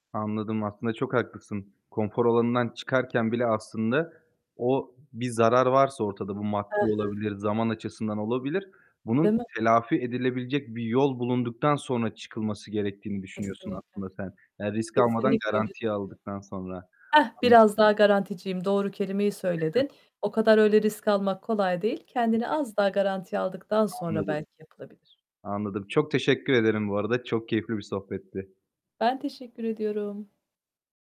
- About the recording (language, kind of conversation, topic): Turkish, podcast, Konfor alanından çıkmak için hangi ilk adımı atarsın?
- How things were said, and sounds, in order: static; distorted speech; giggle